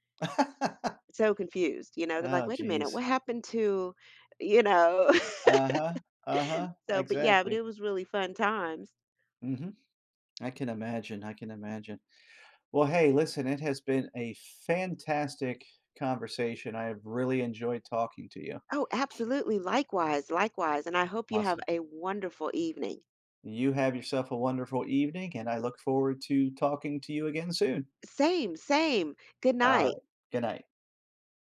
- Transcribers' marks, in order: laugh; laugh
- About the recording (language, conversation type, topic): English, unstructured, How would you spend a week with unlimited parks and museums access?